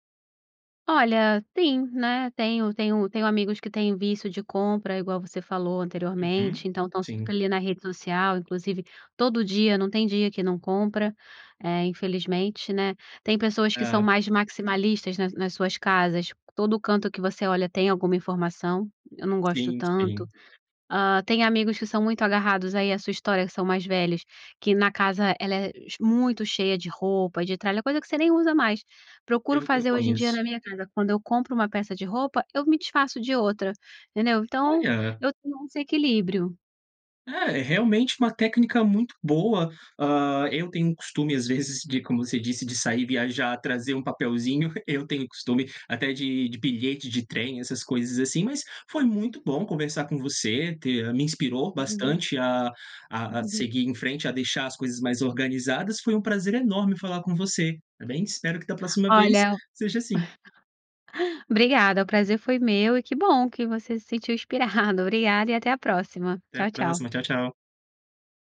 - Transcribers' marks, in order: chuckle; laugh
- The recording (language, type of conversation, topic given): Portuguese, podcast, Como você evita acumular coisas desnecessárias em casa?
- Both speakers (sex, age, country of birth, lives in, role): female, 35-39, Brazil, Portugal, guest; male, 30-34, Brazil, Portugal, host